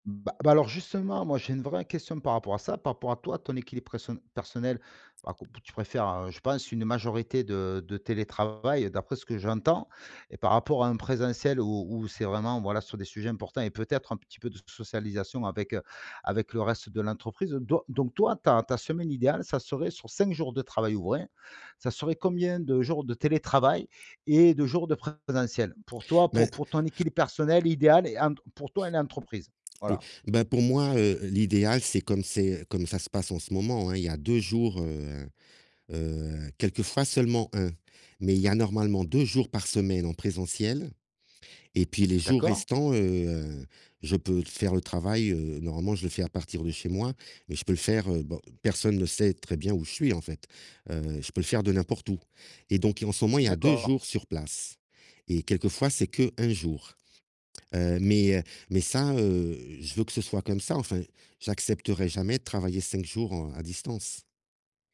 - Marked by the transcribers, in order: other background noise
- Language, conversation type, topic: French, podcast, Peux-tu me parler de ton expérience avec le télétravail ?
- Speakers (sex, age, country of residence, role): male, 45-49, France, host; male, 55-59, Portugal, guest